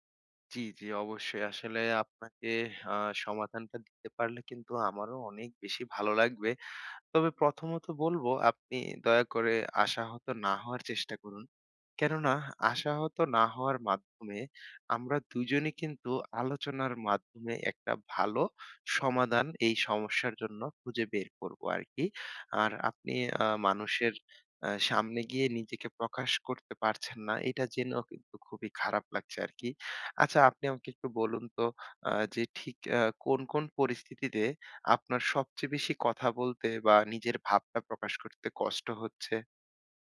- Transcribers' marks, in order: other background noise; tapping
- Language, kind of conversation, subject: Bengali, advice, উপস্থাপনার সময় ভয় ও উত্তেজনা কীভাবে কমিয়ে আত্মবিশ্বাস বাড়াতে পারি?